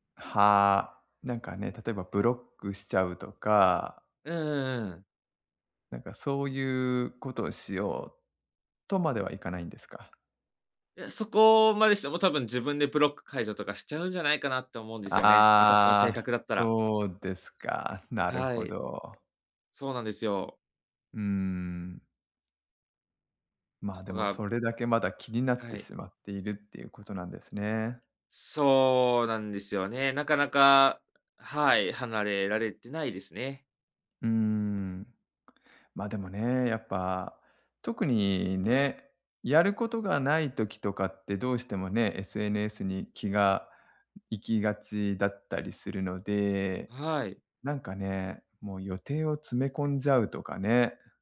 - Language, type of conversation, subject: Japanese, advice, SNSで元パートナーの投稿を見てしまい、つらさが消えないのはなぜですか？
- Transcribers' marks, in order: none